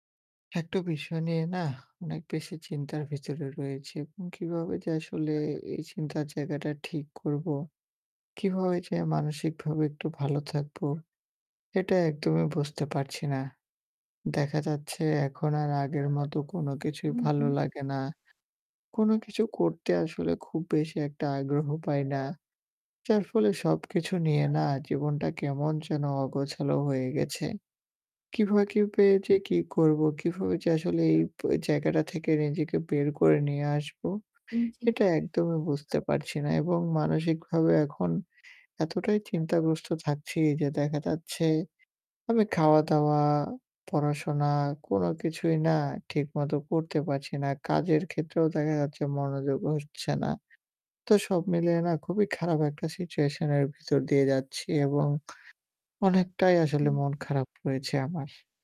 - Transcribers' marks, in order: other background noise; static
- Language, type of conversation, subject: Bengali, advice, মন বারবার অন্যদিকে চলে গেলে আমি কীভাবে দীর্ঘ সময় ধরে মনোযোগ ধরে রাখতে পারি?